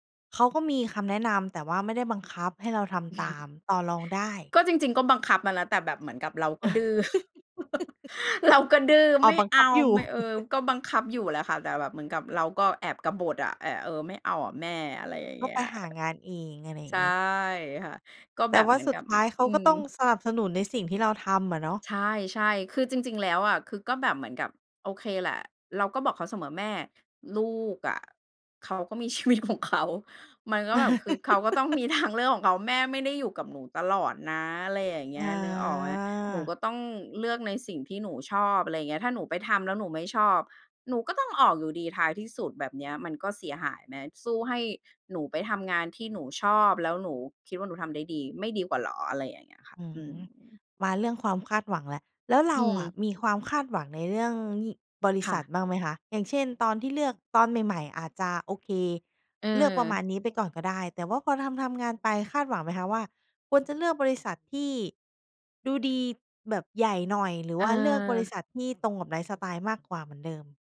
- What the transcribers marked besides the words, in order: chuckle; tapping; chuckle; other background noise; chuckle; laughing while speaking: "เราก็"; chuckle; other noise; laughing while speaking: "ชีวิตของเขา"; laughing while speaking: "ทาง"; laugh
- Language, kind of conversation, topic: Thai, podcast, เราจะหางานที่เหมาะกับตัวเองได้อย่างไร?